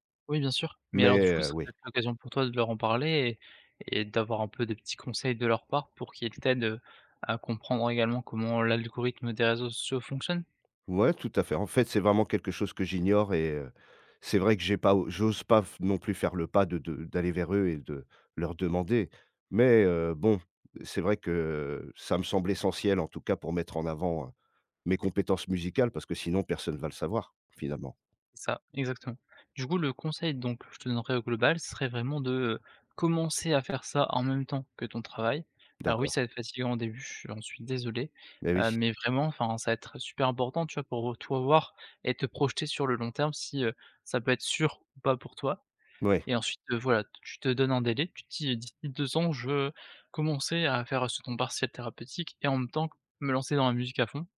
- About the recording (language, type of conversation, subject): French, advice, Comment surmonter une indécision paralysante et la peur de faire le mauvais choix ?
- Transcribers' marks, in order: other background noise